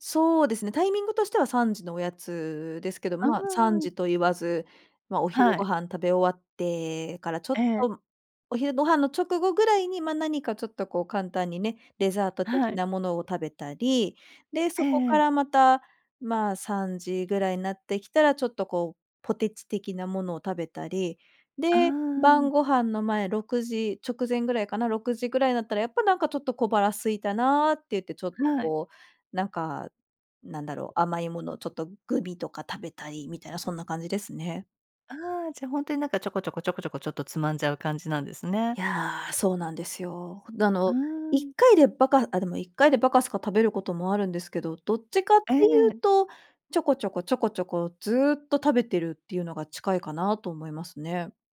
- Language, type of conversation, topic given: Japanese, advice, 食生活を改善したいのに、間食やジャンクフードをやめられないのはどうすればいいですか？
- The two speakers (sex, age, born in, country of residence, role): female, 40-44, Japan, Japan, user; female, 55-59, Japan, United States, advisor
- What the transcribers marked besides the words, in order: none